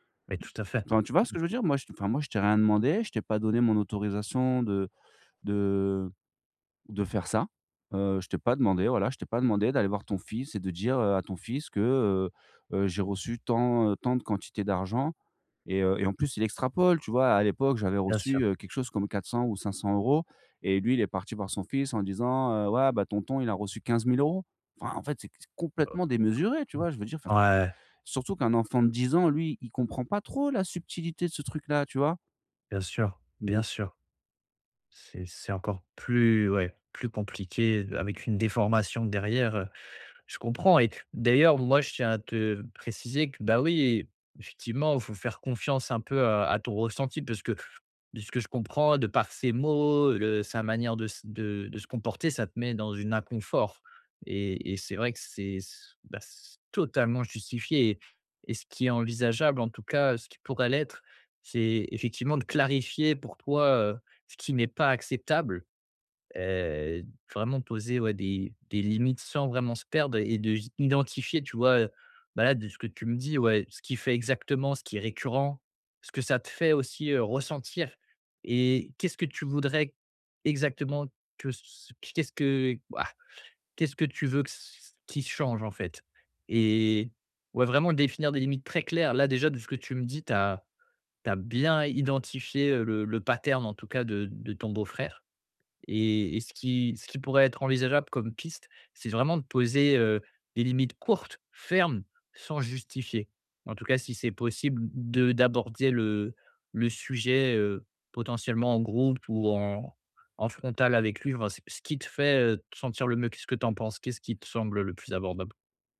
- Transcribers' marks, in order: other background noise; stressed: "totalement"; other noise; in English: "pattern"
- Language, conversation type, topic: French, advice, Comment puis-je établir des limites saines au sein de ma famille ?